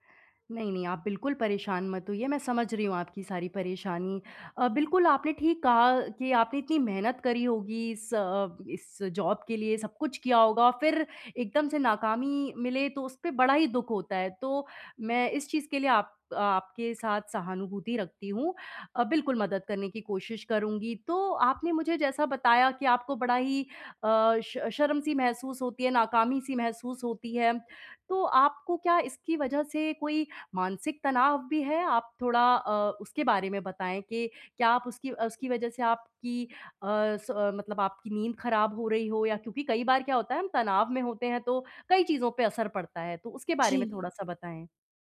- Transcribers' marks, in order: in English: "ज़ॉब"
- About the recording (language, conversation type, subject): Hindi, advice, नकार से सीखकर आगे कैसे बढ़ूँ और डर पर काबू कैसे पाऊँ?